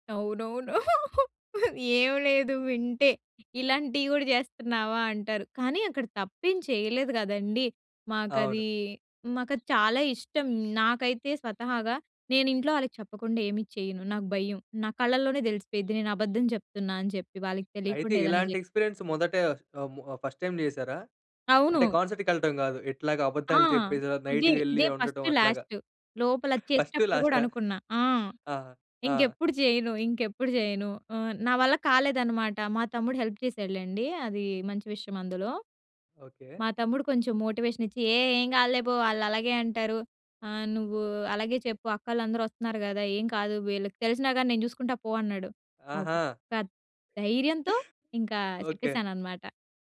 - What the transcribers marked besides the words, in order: chuckle; in English: "ఎక్స్‌పీరియన్స్"; in English: "ఫర్స్ట్ టైమ్"; other background noise; in English: "హెల్ప్"; in English: "మోటివేషన్"; chuckle
- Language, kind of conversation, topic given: Telugu, podcast, జనం కలిసి పాడిన అనుభవం మీకు గుర్తుందా?